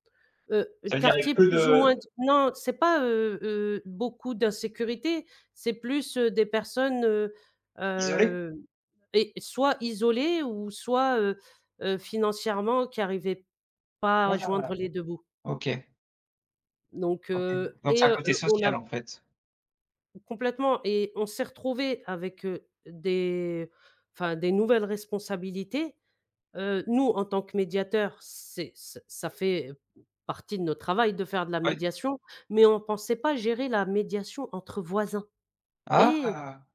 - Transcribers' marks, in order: tapping; other background noise; stressed: "et"
- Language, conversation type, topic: French, podcast, Comment gérer les conflits entre amis ou voisins ?